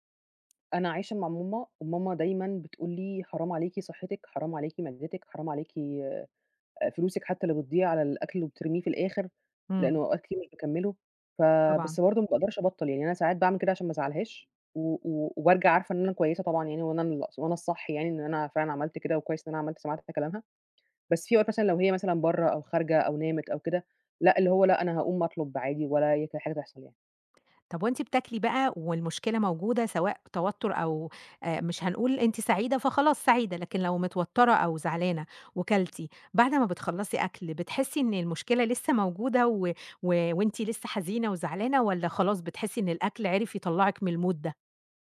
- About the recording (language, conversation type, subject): Arabic, advice, ليه باكل كتير لما ببقى متوتر أو زعلان؟
- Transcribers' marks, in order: tapping; in English: "الmood"